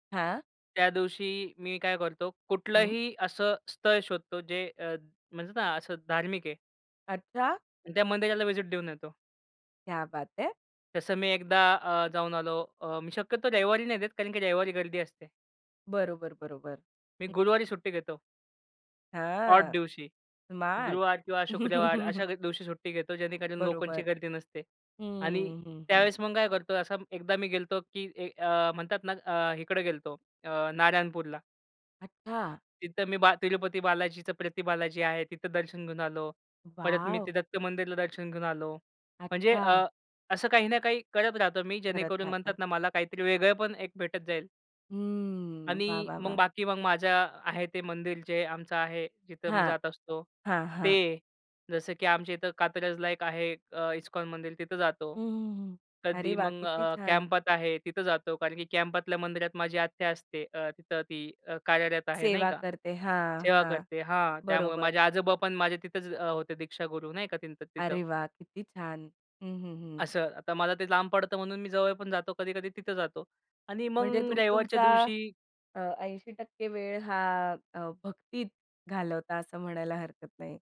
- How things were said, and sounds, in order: in English: "व्हिजिट"; in Hindi: "क्या बात है!"; chuckle; "कार्यरत आहे" said as "कार्यालयात"
- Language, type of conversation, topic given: Marathi, podcast, मोकळा वेळ मिळाला की तुम्हाला काय करायला सर्वात जास्त आवडतं?